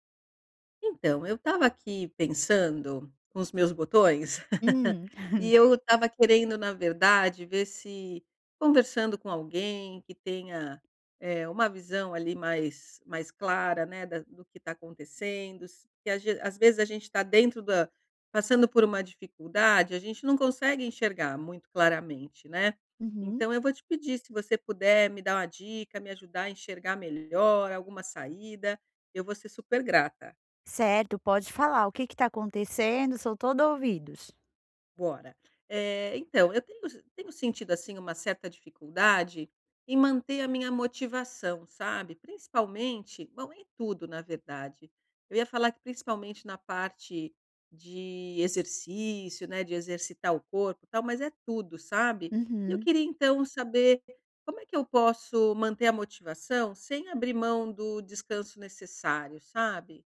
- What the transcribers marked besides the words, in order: chuckle
- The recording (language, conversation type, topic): Portuguese, advice, Como manter a motivação sem abrir mão do descanso necessário?